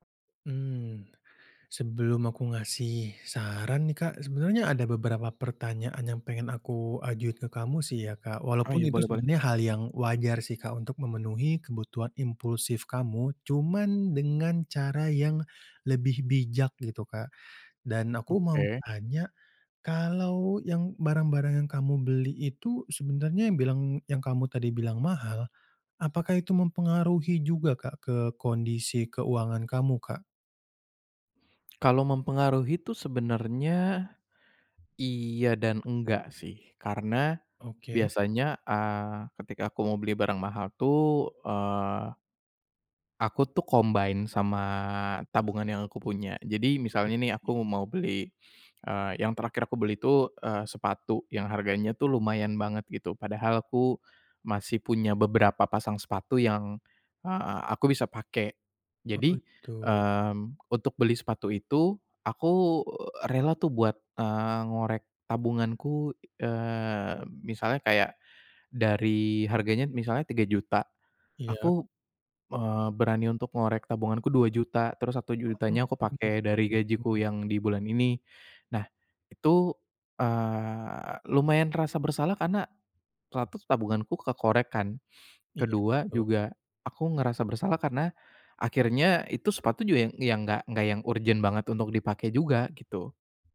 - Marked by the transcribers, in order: other background noise; in English: "combine"; tapping
- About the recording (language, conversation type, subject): Indonesian, advice, Bagaimana cara mengatasi rasa bersalah setelah membeli barang mahal yang sebenarnya tidak perlu?